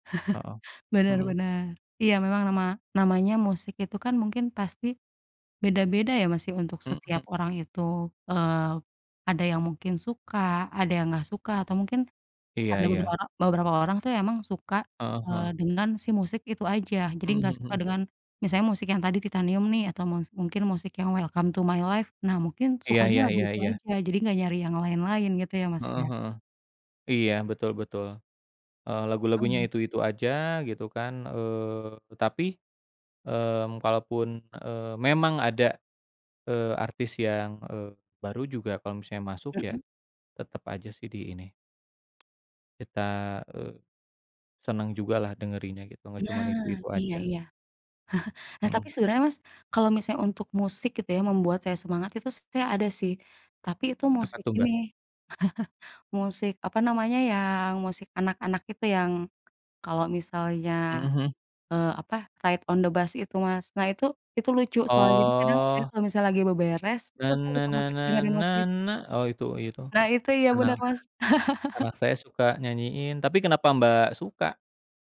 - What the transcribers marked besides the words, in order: chuckle; tapping; chuckle; chuckle; singing: "Na, na na na, na na"; chuckle
- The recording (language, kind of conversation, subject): Indonesian, unstructured, Penyanyi atau band siapa yang selalu membuatmu bersemangat?